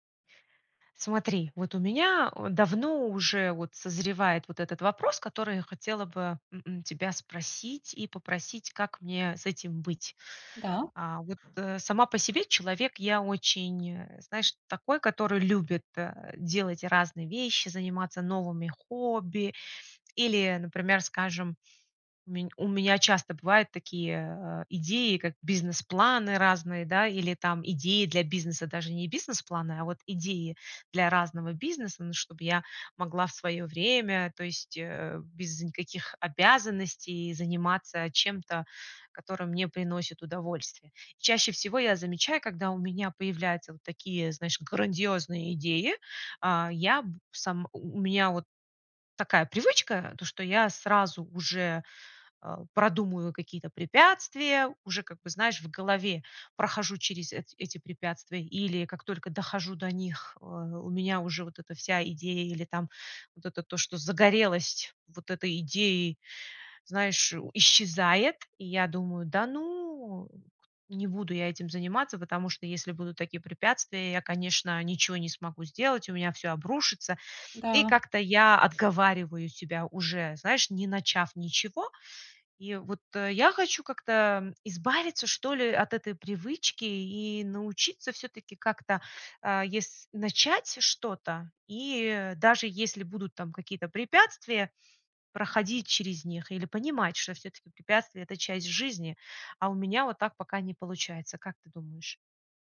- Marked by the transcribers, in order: other background noise
- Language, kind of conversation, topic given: Russian, advice, Как заранее увидеть и подготовиться к возможным препятствиям?